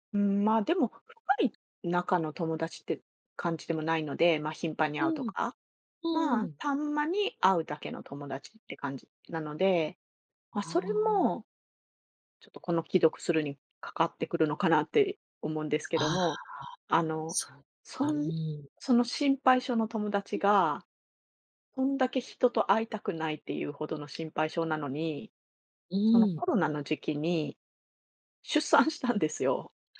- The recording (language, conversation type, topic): Japanese, podcast, 既読スルーについてどう思いますか？
- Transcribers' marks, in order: tapping; other background noise; laughing while speaking: "出産したんですよ"